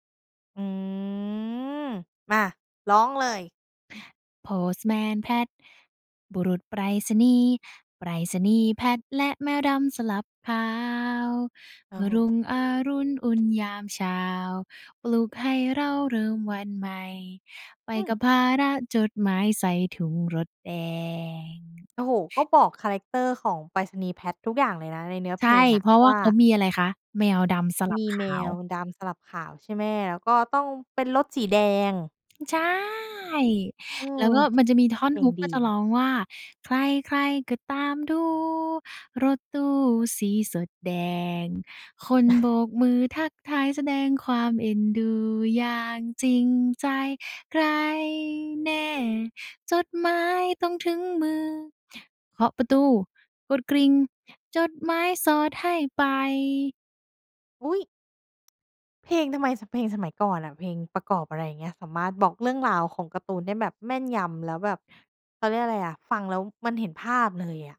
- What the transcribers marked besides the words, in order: drawn out: "อือ"; singing: "Postman Pat บุรุษไปรษณีย์ ไปรษณี … จดหมายใส่ถุงรถแดง"; singing: "ใคร ๆ ก็ตามดู รถตู้สีสดแดง คนโบกมื … ริ่ง จดหมายสอดให้ไป"; chuckle
- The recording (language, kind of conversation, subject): Thai, podcast, เล่าถึงความทรงจำกับรายการทีวีในวัยเด็กของคุณหน่อย